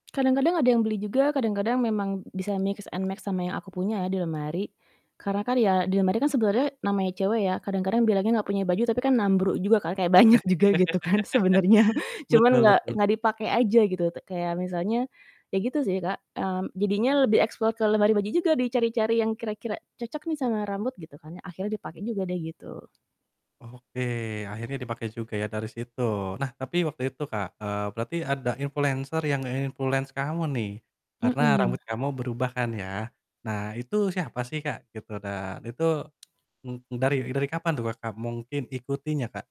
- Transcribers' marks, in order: in English: "mix and max"; in Sundanese: "nambru"; laugh; laughing while speaking: "banyak juga gitu kan sebenarnya"; in English: "explore"; static; in English: "nge-influence"; other background noise
- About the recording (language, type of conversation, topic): Indonesian, podcast, Pernahkah kamu sengaja mengubah gaya, dan apa alasannya?